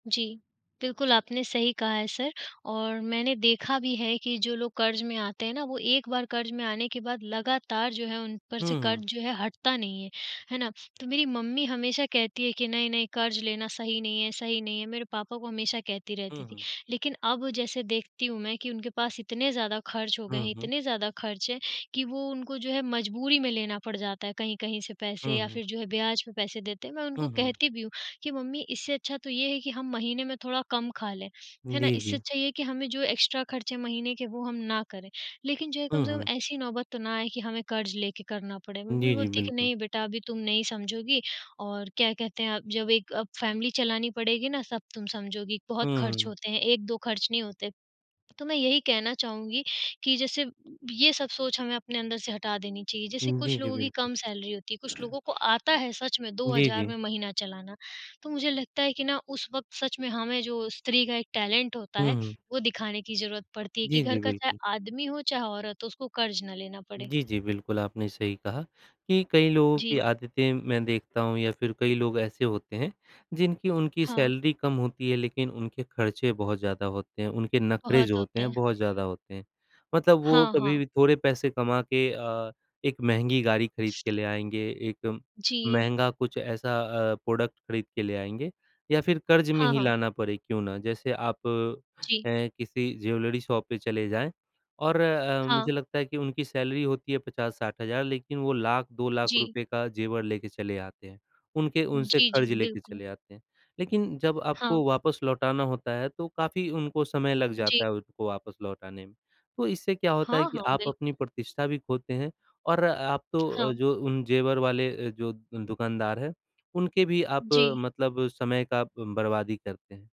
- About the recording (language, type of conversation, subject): Hindi, unstructured, कर्ज लेना कब सही होता है और कब नहीं?
- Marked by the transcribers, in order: in English: "एक्स्ट्रा"; in English: "फैमिली"; in English: "सैलरी"; other background noise; in English: "टैलेंट"; in English: "सैलरी"; in English: "प्रोडक्ट"; in English: "ज्वेलरी शॉप"; in English: "सैलरी"